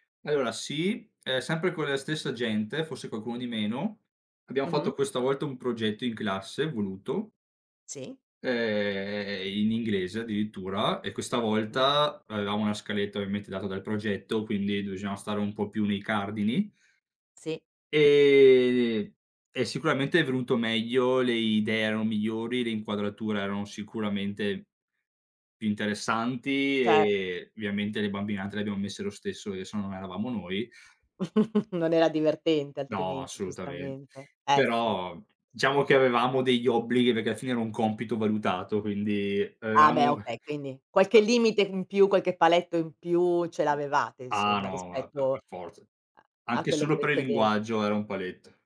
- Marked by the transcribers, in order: tapping; drawn out: "ehm"; "ovviamente" said as "viamente"; other background noise; chuckle; chuckle; unintelligible speech; unintelligible speech
- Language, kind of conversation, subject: Italian, podcast, C'è un progetto di cui sei particolarmente orgoglioso?